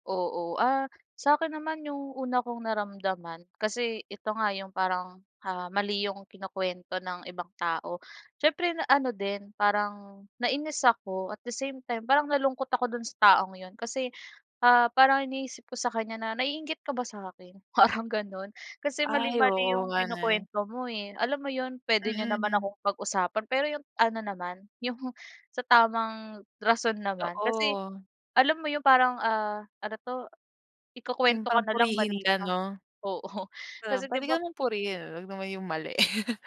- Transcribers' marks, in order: tapping; in English: "at the same time"; laughing while speaking: "Parang"; tongue click; laugh
- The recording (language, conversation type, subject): Filipino, unstructured, Ano ang ginagawa mo kapag may nagkakalat ng maling balita tungkol sa’yo sa barkada?